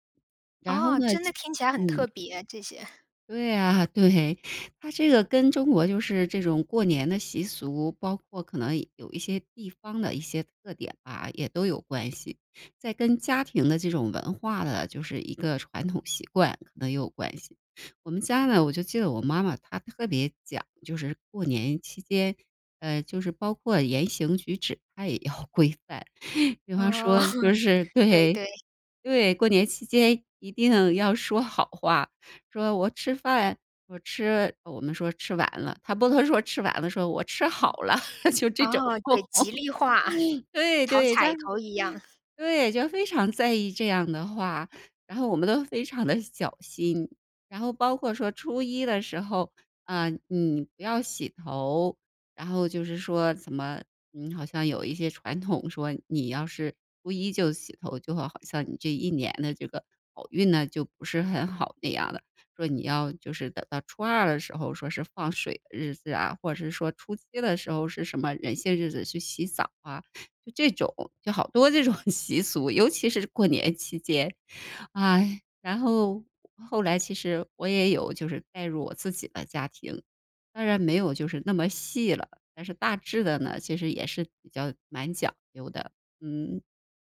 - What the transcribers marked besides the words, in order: laughing while speaking: "对"; laughing while speaking: "也要规范。比方说就是 对"; chuckle; laughing while speaking: "它不能说吃完了，说：我吃好了。 就这种"; other background noise; chuckle; laugh; chuckle; laughing while speaking: "这种习俗"
- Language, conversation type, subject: Chinese, podcast, 你们家平时有哪些日常习俗？